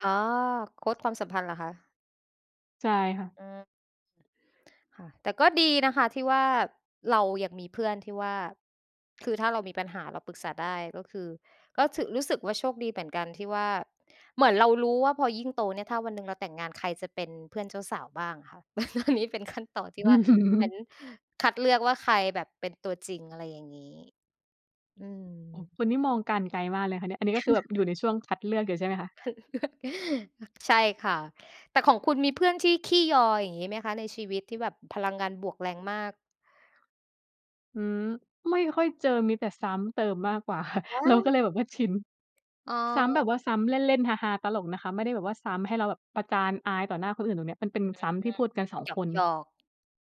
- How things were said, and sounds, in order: "โคช" said as "โคด"; "มือน" said as "แป่น"; chuckle; laughing while speaking: "อันนี้เป็น"; laughing while speaking: "อื้อฮึอ"; "เหมือน" said as "เป๋น"; chuckle; "แบบ" said as "หวับ"; chuckle; chuckle
- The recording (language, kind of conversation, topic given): Thai, unstructured, เพื่อนที่ดีที่สุดของคุณเป็นคนแบบไหน?